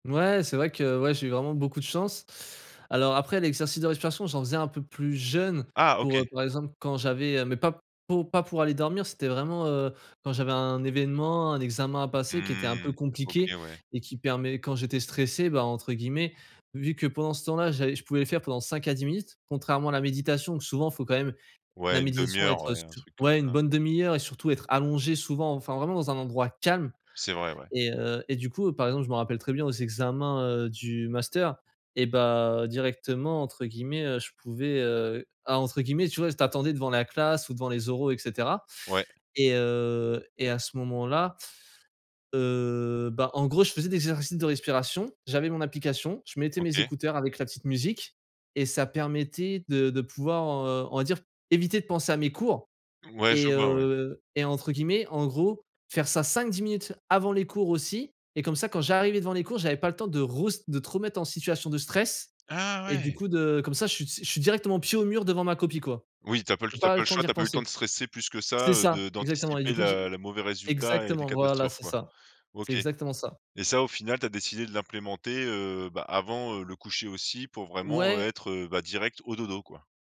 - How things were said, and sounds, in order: stressed: "calme"
- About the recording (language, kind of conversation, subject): French, podcast, As-tu des rituels du soir pour mieux dormir ?